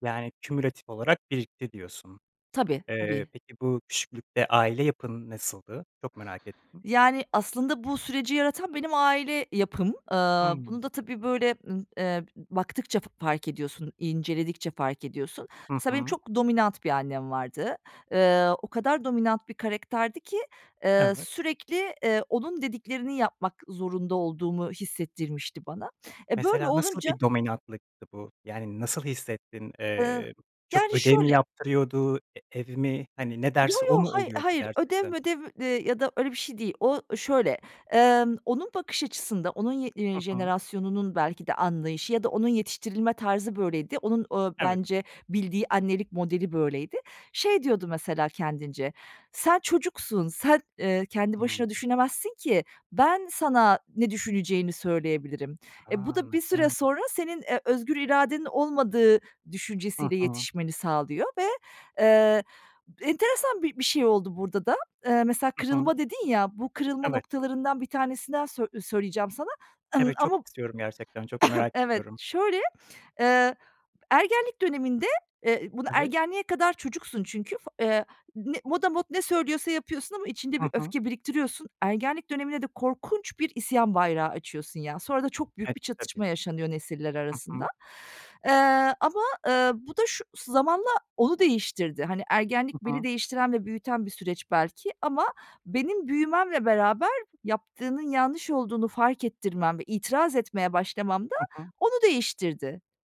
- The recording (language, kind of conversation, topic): Turkish, podcast, Ailenizin beklentileri seçimlerinizi nasıl etkiledi?
- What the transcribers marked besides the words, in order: "karakterdi" said as "karekter"; other background noise; cough; "motamot" said as "modamod"